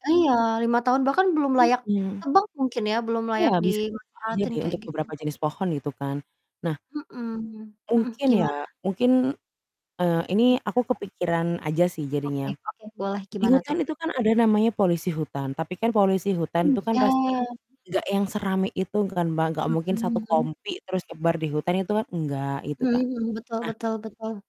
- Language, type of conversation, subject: Indonesian, unstructured, Apa pendapatmu tentang penebangan liar?
- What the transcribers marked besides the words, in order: static; distorted speech; other background noise